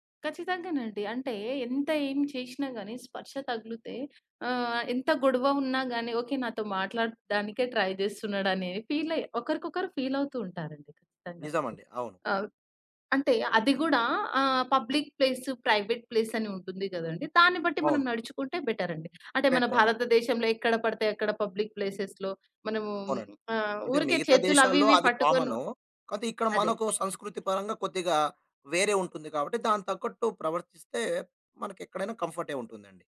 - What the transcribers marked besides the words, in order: in English: "ట్రై"; in English: "పబ్లిక్"; in English: "ప్రైవేట్"; other background noise; in English: "పబ్లిక్ ప్లేసేస్‌లో"
- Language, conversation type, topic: Telugu, podcast, మీ ఇంట్లో హగ్గులు లేదా స్పర్శల ద్వారా ప్రేమ చూపించడం సాధారణమా?